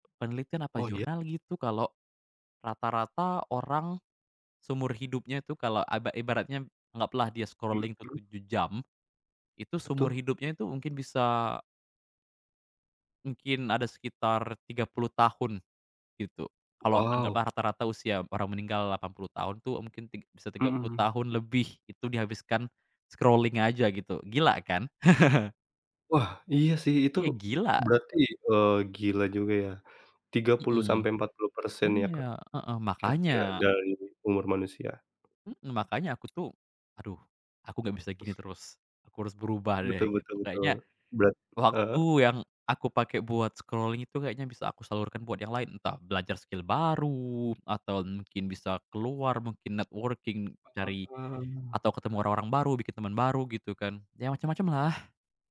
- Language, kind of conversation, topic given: Indonesian, podcast, Bagaimana kamu mengatur waktu di depan layar supaya tidak kecanduan?
- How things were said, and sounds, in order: other background noise; in English: "scrolling"; in English: "scrolling"; chuckle; tapping; in English: "scrolling"; in English: "skill"; in English: "networking"